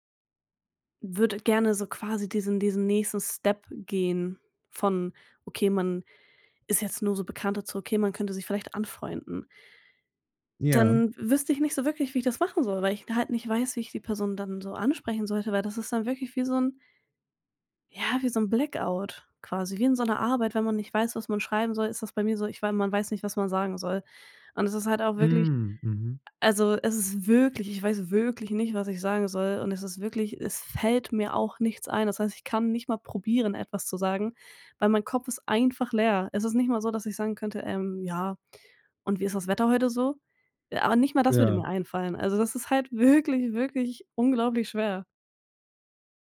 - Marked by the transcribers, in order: stressed: "wirklich"; stressed: "wirklich"; stressed: "wirklich"
- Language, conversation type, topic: German, advice, Wie kann ich Small Talk überwinden und ein echtes Gespräch beginnen?